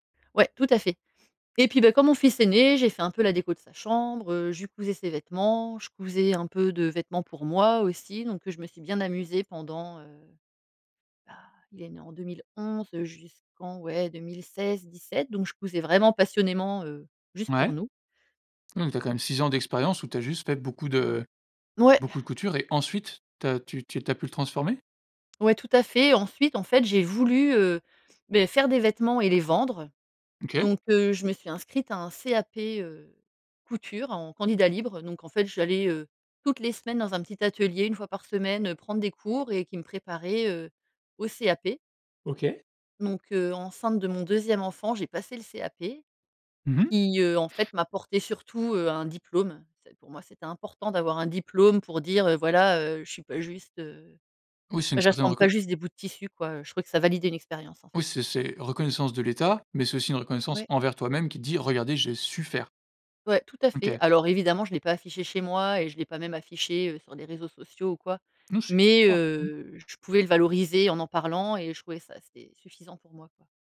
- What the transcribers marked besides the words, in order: stressed: "vraiment passionnément"; stressed: "ensuite"; stressed: "mais"
- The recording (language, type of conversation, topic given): French, podcast, Comment transformer une compétence en un travail rémunéré ?